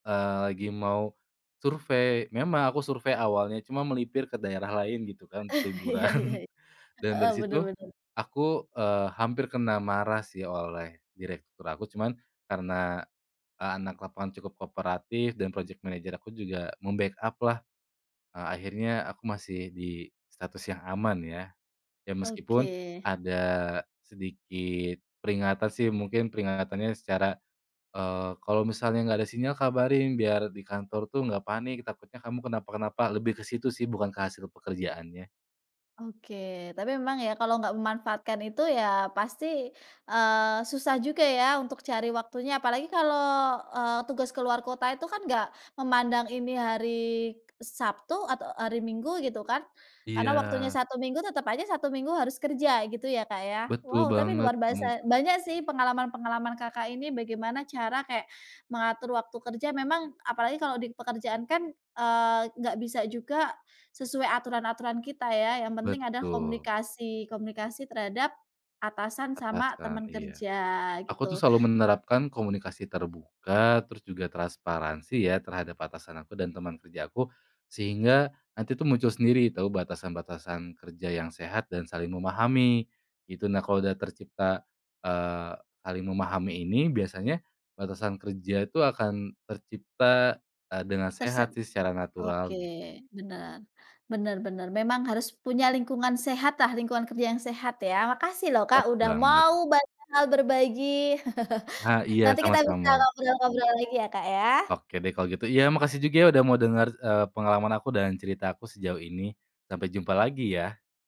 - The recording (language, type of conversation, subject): Indonesian, podcast, Bagaimana cara kamu menetapkan batasan antara pekerjaan dan waktu pribadi?
- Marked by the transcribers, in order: chuckle; in English: "project manager"; tapping; unintelligible speech; chuckle